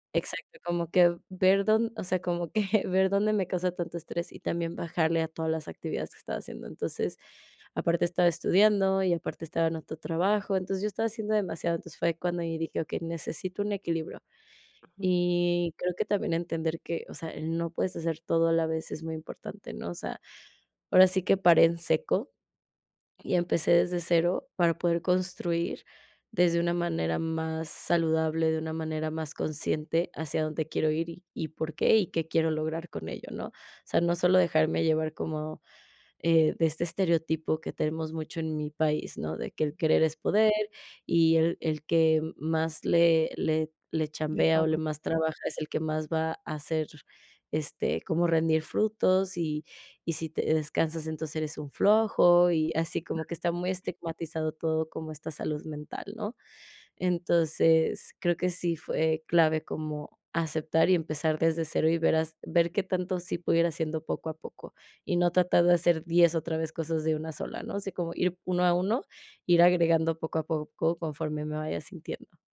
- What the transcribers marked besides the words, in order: chuckle; unintelligible speech; tapping
- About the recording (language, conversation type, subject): Spanish, podcast, ¿Cómo equilibras el trabajo y el descanso durante tu recuperación?